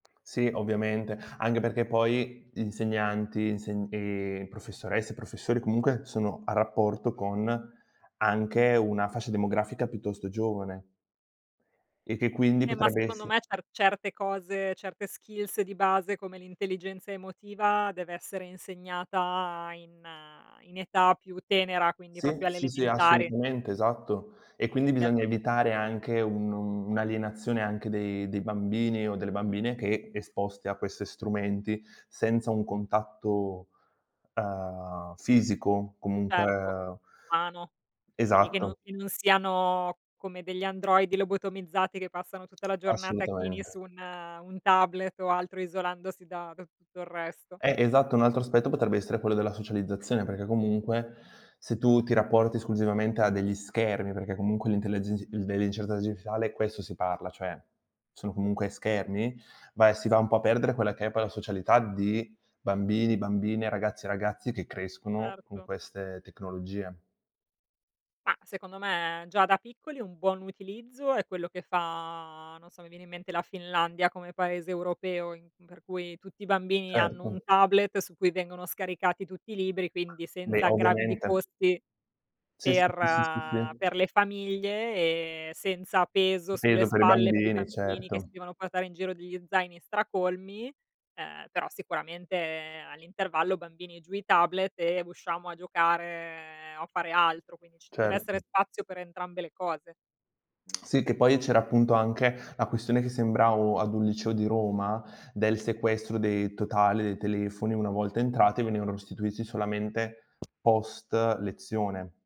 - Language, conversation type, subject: Italian, unstructured, In che modo la tecnologia può rendere le lezioni più divertenti?
- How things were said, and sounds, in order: other background noise; in English: "skills"; tapping